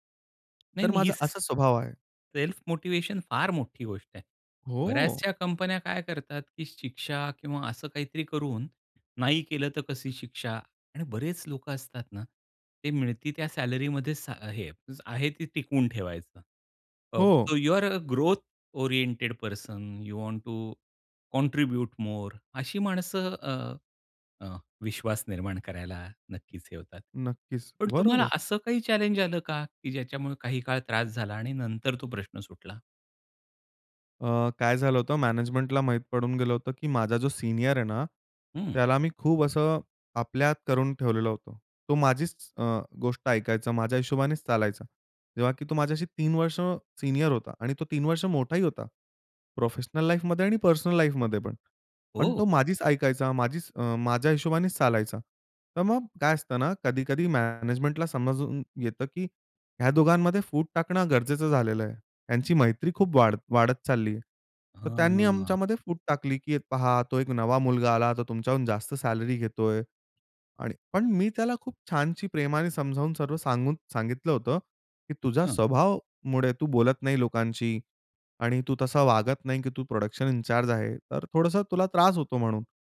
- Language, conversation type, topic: Marathi, podcast, ऑफिसमध्ये विश्वास निर्माण कसा करावा?
- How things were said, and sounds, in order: tapping; in English: "स सेल्फ मोटिवेशन"; drawn out: "हो"; in English: "सो यू आर अ ग्रोथ ओरिएंटेड पर्सन, यू वांट टू कॉन्ट्रिब्यूट मोर"; other background noise; in English: "मॅनेजमेंटला"; in English: "सीनियर"; in English: "सीनियर"; in English: "प्रोफेशनल लाईफमध्ये"; in English: "पर्सनल लाईफमध्ये"; in English: "मॅनेजमेंटला"; drawn out: "हं"; in English: "प्रोडक्शन इन चार्ज"